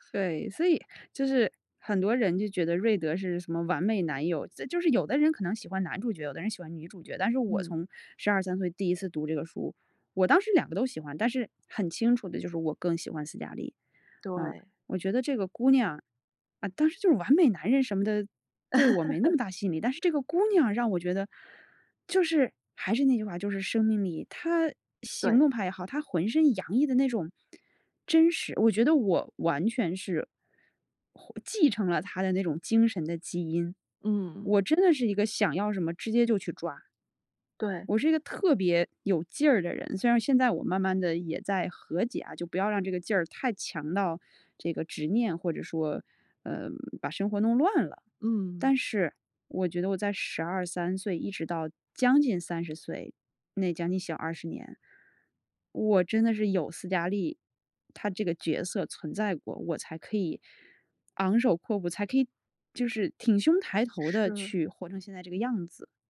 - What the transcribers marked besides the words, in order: laugh
- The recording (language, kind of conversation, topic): Chinese, podcast, 有没有一部作品改变过你的人生态度？